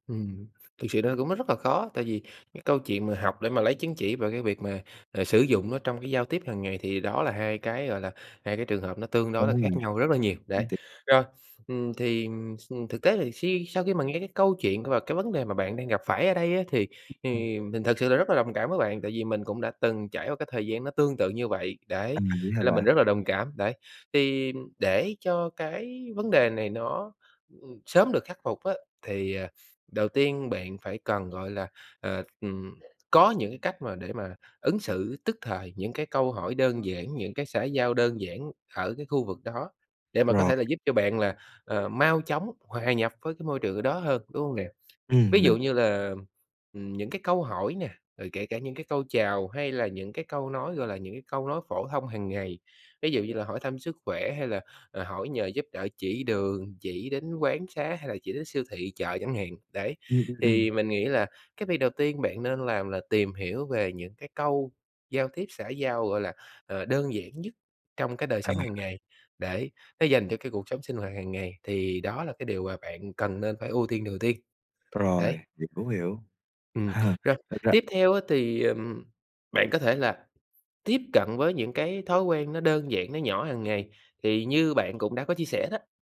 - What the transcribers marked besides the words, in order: other background noise; tapping; laugh
- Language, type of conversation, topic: Vietnamese, advice, Bạn làm thế nào để bớt choáng ngợp vì chưa thành thạo ngôn ngữ ở nơi mới?